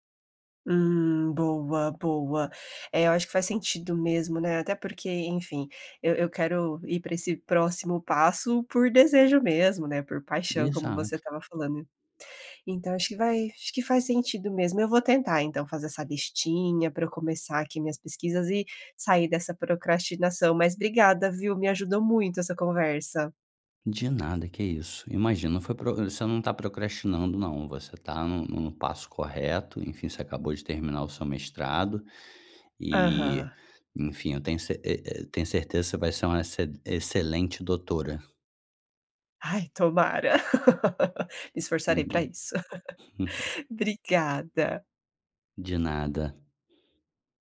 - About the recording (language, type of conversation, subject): Portuguese, advice, Como você lida com a procrastinação frequente em tarefas importantes?
- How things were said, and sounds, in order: laugh; laugh